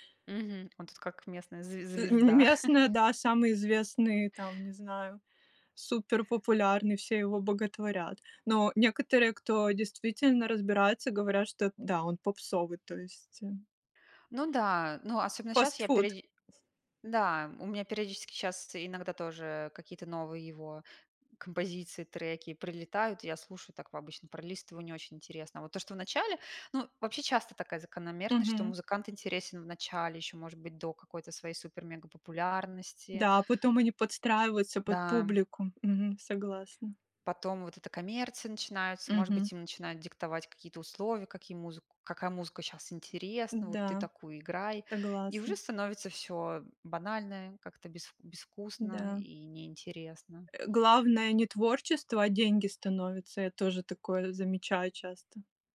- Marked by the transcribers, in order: laugh; other background noise; tapping
- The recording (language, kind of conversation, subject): Russian, unstructured, Какую роль играет музыка в твоей жизни?